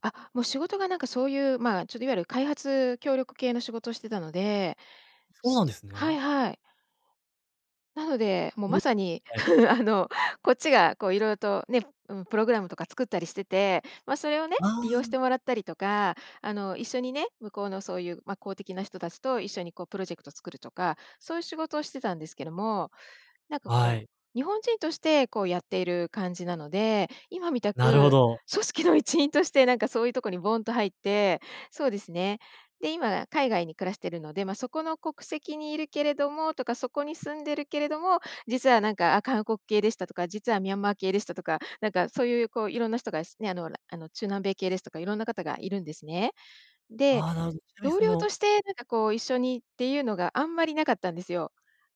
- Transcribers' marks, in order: other noise; unintelligible speech; laugh; laughing while speaking: "あの"; laughing while speaking: "組織の一員として"
- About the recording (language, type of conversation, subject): Japanese, advice, 他人の評価を気にしすぎない練習